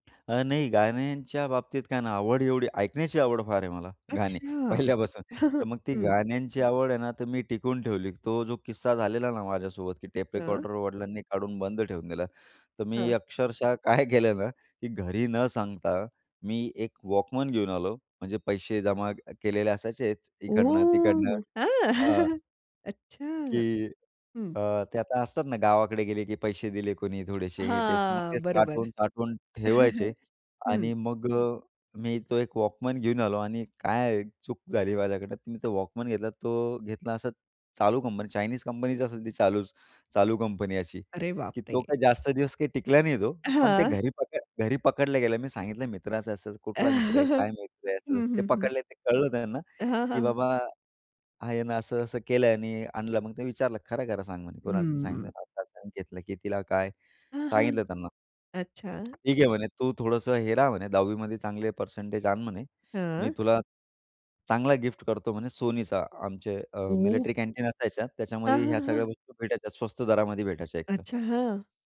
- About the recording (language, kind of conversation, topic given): Marathi, podcast, ज्याने तुम्हाला संगीताकडे ओढले, त्याचा तुमच्यावर नेमका काय प्रभाव पडला?
- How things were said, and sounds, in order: other background noise; chuckle; chuckle; tapping; chuckle; laugh